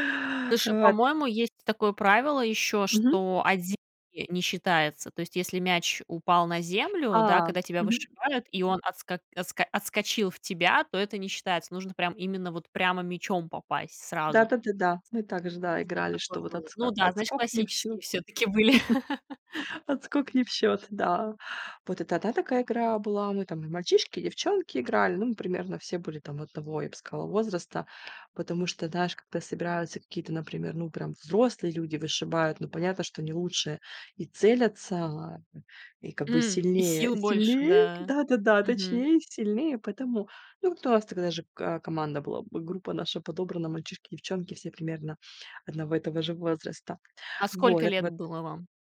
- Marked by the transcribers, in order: tapping; other background noise; chuckle; laugh
- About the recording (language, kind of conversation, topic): Russian, podcast, Какие дворовые игры у тебя были любимыми?